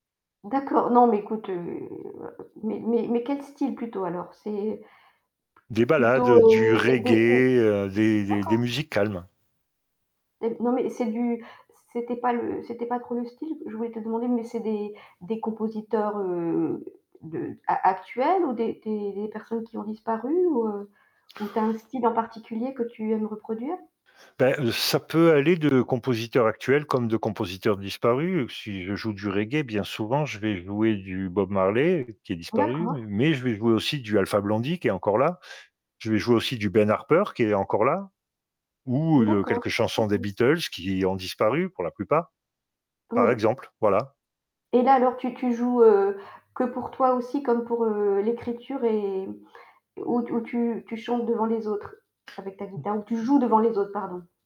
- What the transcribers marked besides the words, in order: static; drawn out: "heu"; distorted speech; stressed: "joues"
- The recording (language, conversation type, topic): French, unstructured, Quels loisirs te permettent de vraiment te détendre ?